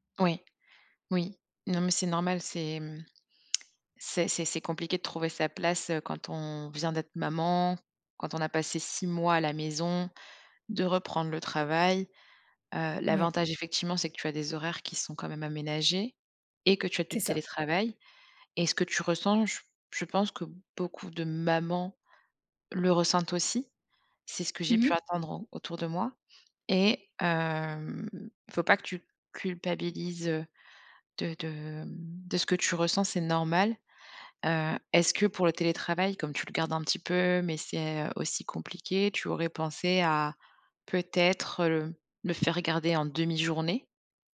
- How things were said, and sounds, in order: tapping; other background noise
- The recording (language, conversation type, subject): French, advice, Comment s’est passé votre retour au travail après un congé maladie ou parental, et ressentez-vous un sentiment d’inadéquation ?